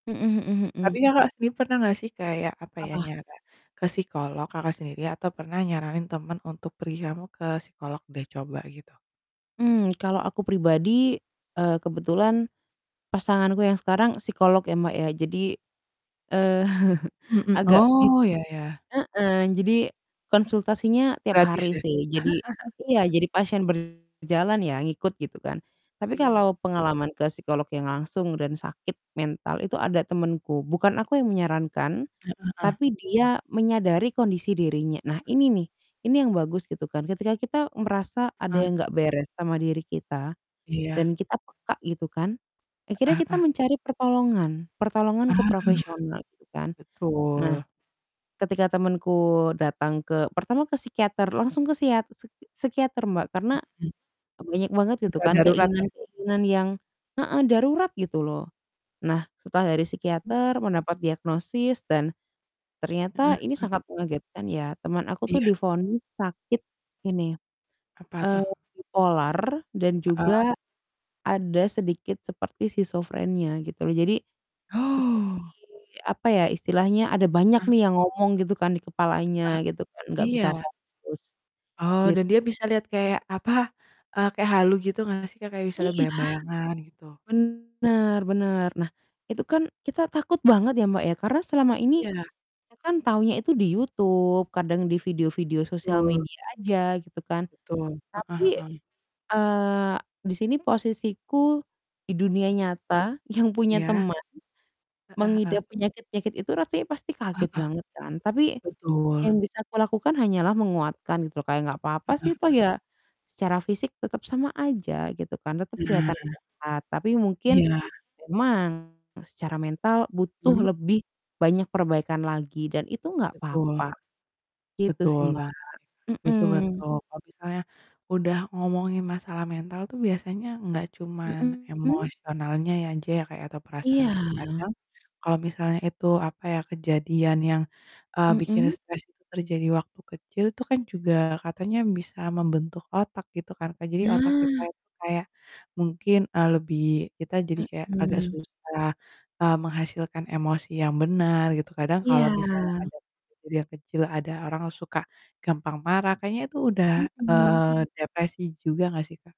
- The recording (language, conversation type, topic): Indonesian, unstructured, Apa pendapat kamu tentang stigma negatif terhadap orang yang mengalami masalah kesehatan mental?
- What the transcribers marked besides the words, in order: chuckle; distorted speech; chuckle; static; other background noise; laughing while speaking: "apa?"; laughing while speaking: "yang"